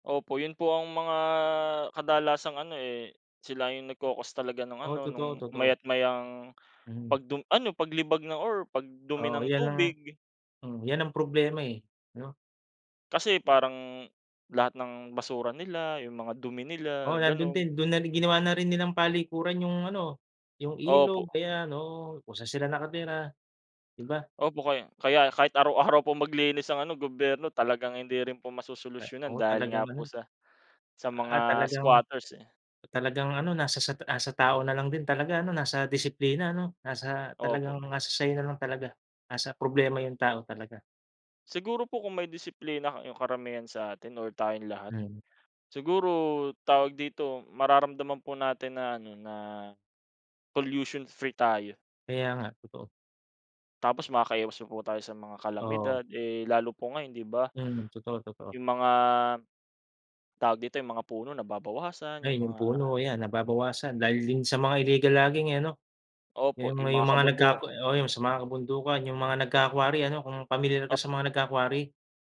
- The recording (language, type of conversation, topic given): Filipino, unstructured, Ano ang mga ginagawa mo para makatulong sa paglilinis ng kapaligiran?
- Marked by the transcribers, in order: other background noise; tongue click; in English: "pollution-free"; in English: "nagka-quarry"; in English: "nagka-quarry"